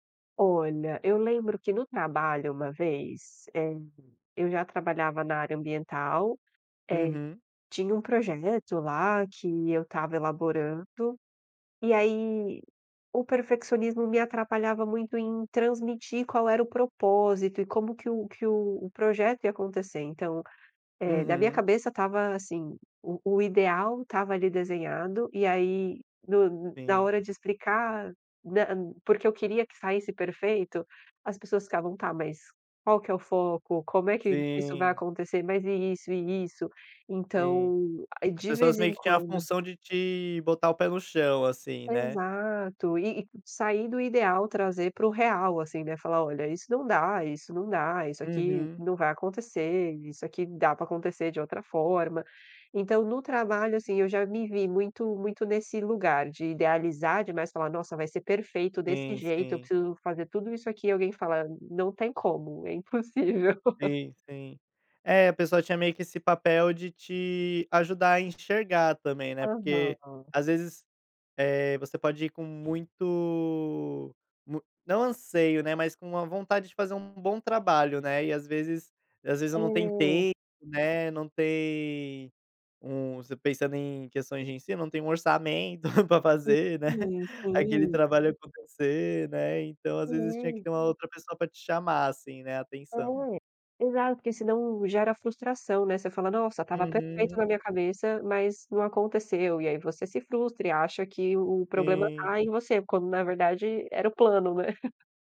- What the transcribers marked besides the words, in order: laugh; giggle
- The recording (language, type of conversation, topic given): Portuguese, podcast, O que você faz quando o perfeccionismo te paralisa?